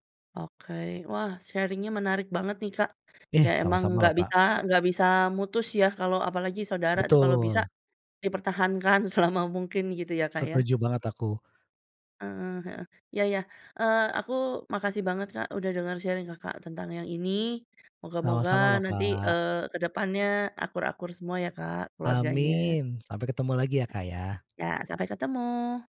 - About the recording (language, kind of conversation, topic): Indonesian, podcast, Apa yang membantumu memaafkan orang tua atau saudara?
- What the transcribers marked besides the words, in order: in English: "sharing nya"; laughing while speaking: "selama"; tapping; in English: "sharing"